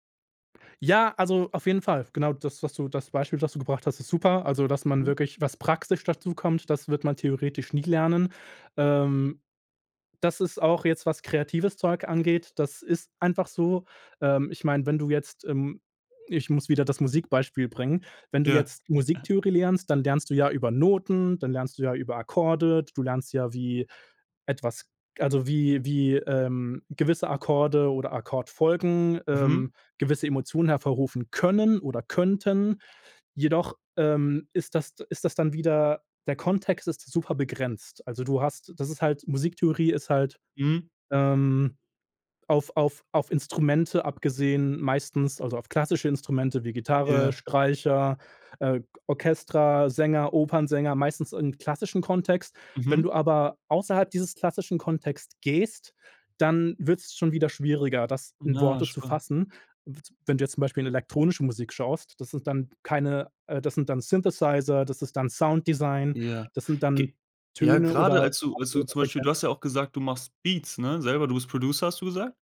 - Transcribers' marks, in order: chuckle; "elektronische" said as "laktronische"
- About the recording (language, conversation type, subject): German, podcast, Was würdest du jungen Leuten raten, die kreativ wachsen wollen?